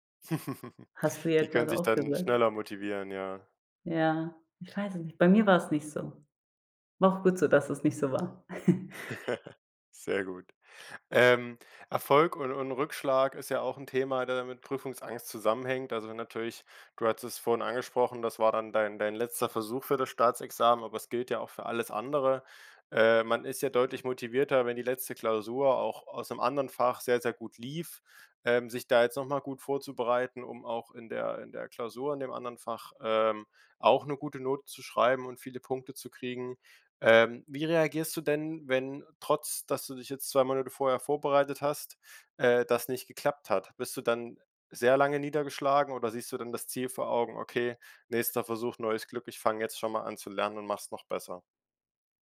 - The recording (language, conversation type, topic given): German, podcast, Wie gehst du persönlich mit Prüfungsangst um?
- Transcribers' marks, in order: chuckle; chuckle